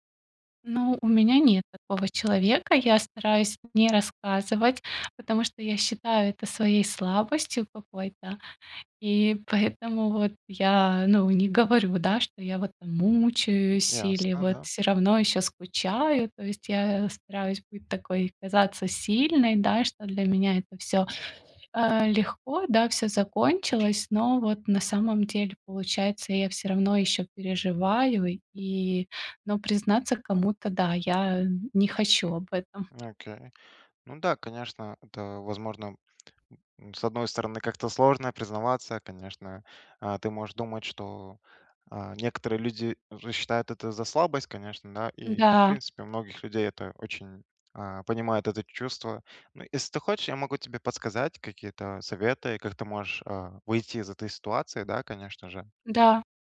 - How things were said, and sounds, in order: other background noise; tapping; tsk; lip smack
- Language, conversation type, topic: Russian, advice, Как перестать следить за аккаунтом бывшего партнёра и убрать напоминания о нём?